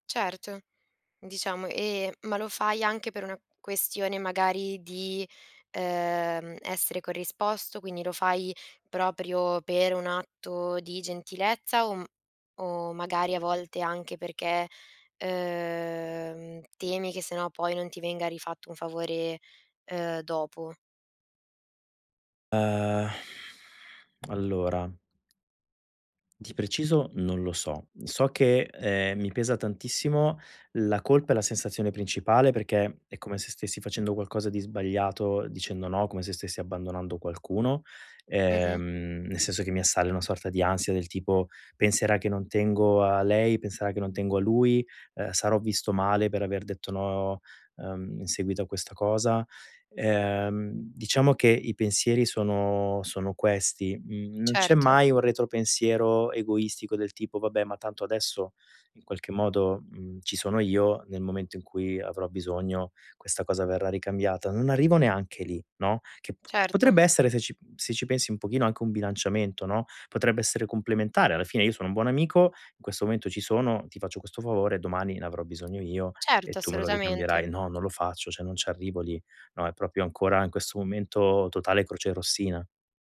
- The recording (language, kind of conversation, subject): Italian, advice, Come posso imparare a dire di no alle richieste degli altri senza sentirmi in colpa?
- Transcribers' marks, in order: sigh; other background noise; tongue click; tapping; "proprio" said as "propio"